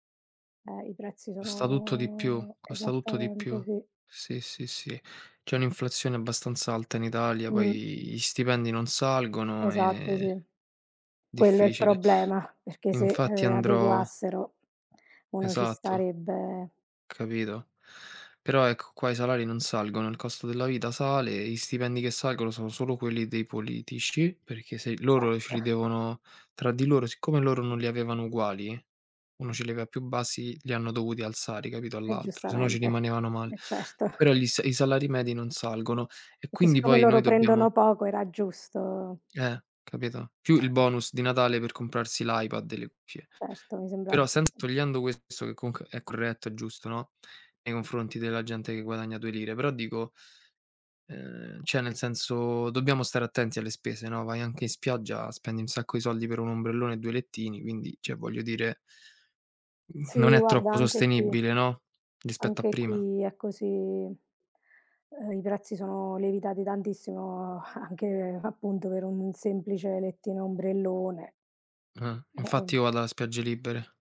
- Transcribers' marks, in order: drawn out: "sono"; laughing while speaking: "Esatto"; chuckle; other background noise; "cioè" said as "ceh"; "cioè" said as "ceh"
- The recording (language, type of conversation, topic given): Italian, unstructured, Come ti comporti quando qualcuno cerca di farti pagare troppo?